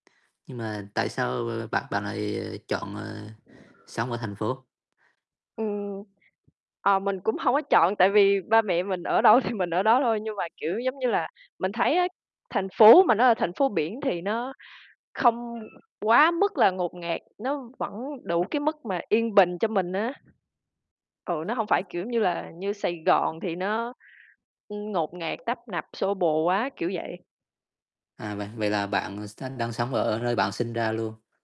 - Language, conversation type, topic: Vietnamese, unstructured, Bạn muốn sống ở thành phố nhộn nhịp hay ở vùng quê yên bình?
- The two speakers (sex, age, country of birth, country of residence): female, 20-24, Vietnam, Vietnam; male, 25-29, Vietnam, Vietnam
- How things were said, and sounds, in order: tapping; other background noise; laughing while speaking: "thì"; distorted speech